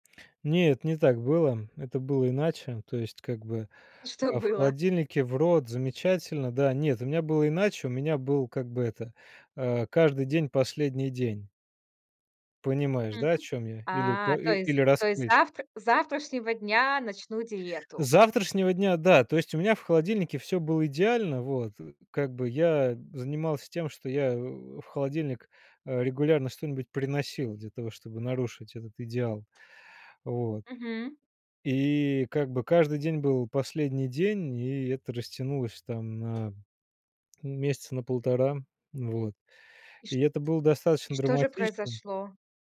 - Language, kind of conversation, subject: Russian, podcast, Что помогает тебе есть меньше сладкого?
- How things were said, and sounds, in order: laughing while speaking: "И что было?"; tapping